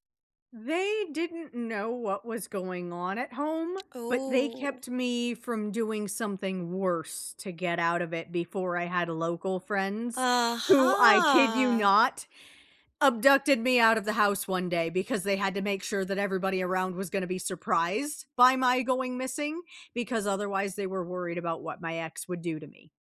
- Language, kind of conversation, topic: English, unstructured, What hobby should I pick up to cope with a difficult time?
- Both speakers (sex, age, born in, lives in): female, 40-44, United States, United States; female, 40-44, United States, United States
- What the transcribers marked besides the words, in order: drawn out: "Ooh"; drawn out: "Uh-huh"